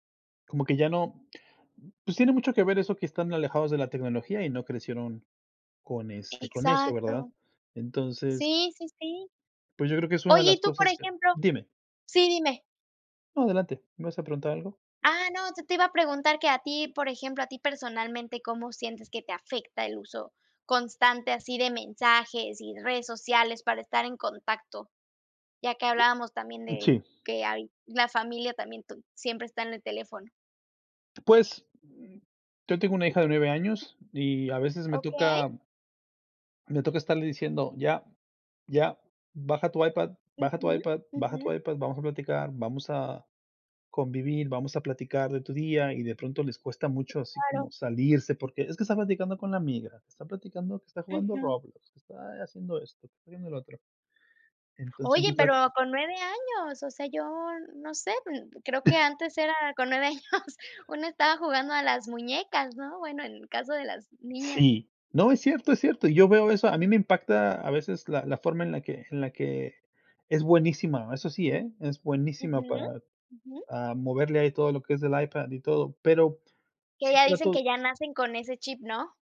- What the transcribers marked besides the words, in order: chuckle; tapping; laughing while speaking: "años"
- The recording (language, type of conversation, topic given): Spanish, unstructured, ¿Cómo crees que la tecnología ha cambiado nuestra forma de comunicarnos?